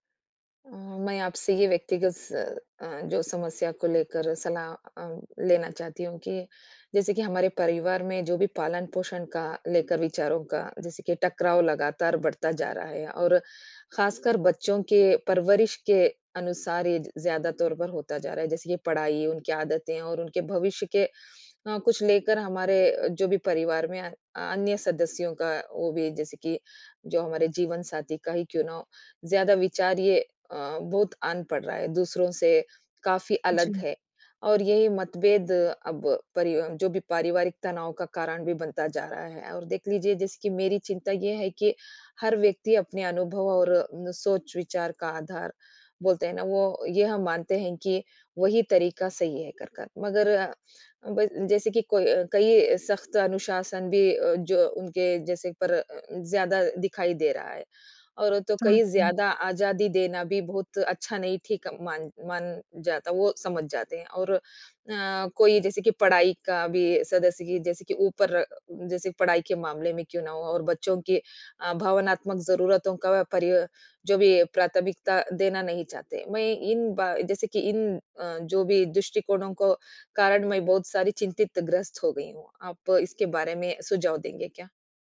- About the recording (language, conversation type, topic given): Hindi, advice, पालन‑पोषण में विचारों का संघर्ष
- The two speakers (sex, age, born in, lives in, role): female, 40-44, India, India, user; female, 55-59, India, India, advisor
- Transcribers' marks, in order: none